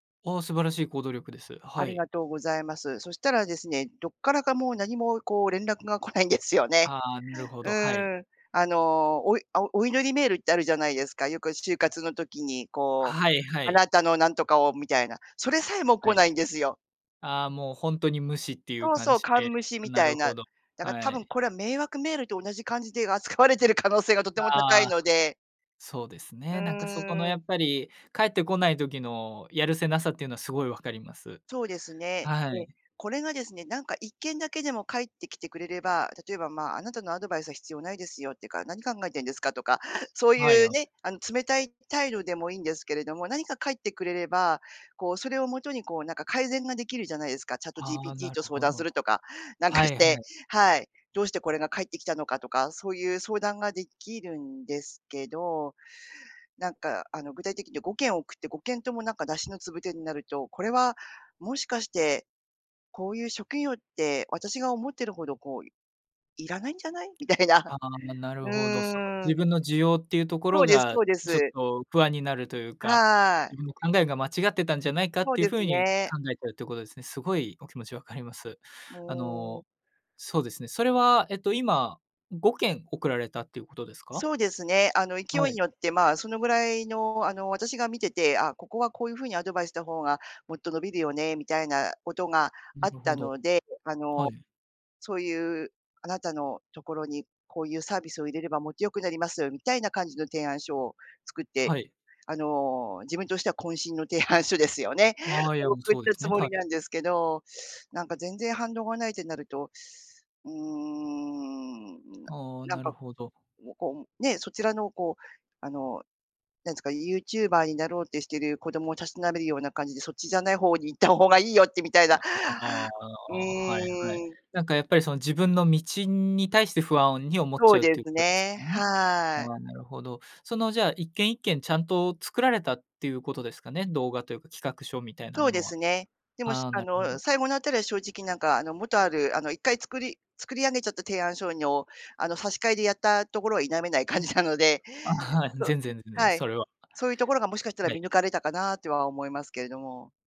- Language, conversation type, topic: Japanese, advice, 小さな失敗で目標を諦めそうになるとき、どうすれば続けられますか？
- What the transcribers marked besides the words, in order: laughing while speaking: "来ないんですよね"; laughing while speaking: "扱われている可能性がとても高いので"; put-on voice: "いらないんじゃない？"; laughing while speaking: "提案書ですよね"; unintelligible speech; laughing while speaking: "行った方がいいよってみたいな"